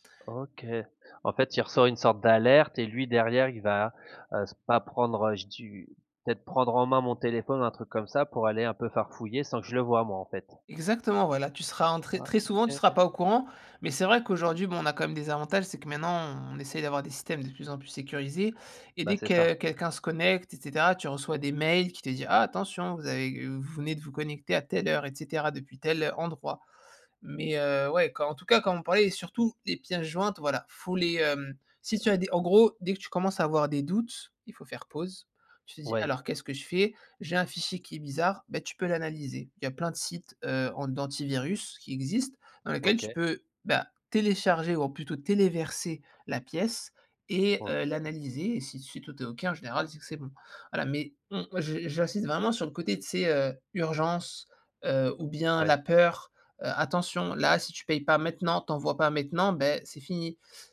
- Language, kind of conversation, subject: French, podcast, Comment détectes-tu un faux message ou une arnaque en ligne ?
- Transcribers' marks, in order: other background noise; tapping